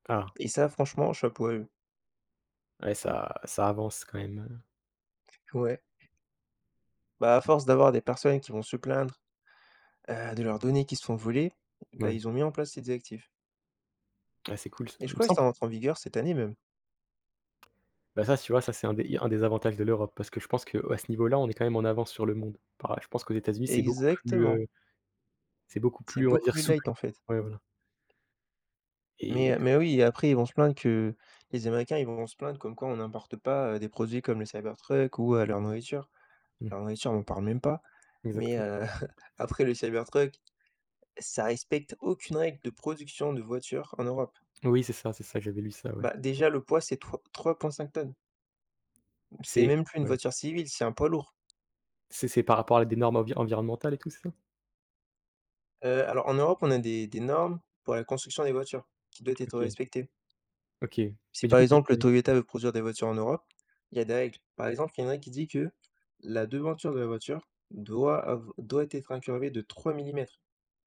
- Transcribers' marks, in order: other background noise; stressed: "Exactement"; laughing while speaking: "heu"; tapping
- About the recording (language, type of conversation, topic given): French, unstructured, Que penses-tu de l’impact de la publicité sur nos dépenses ?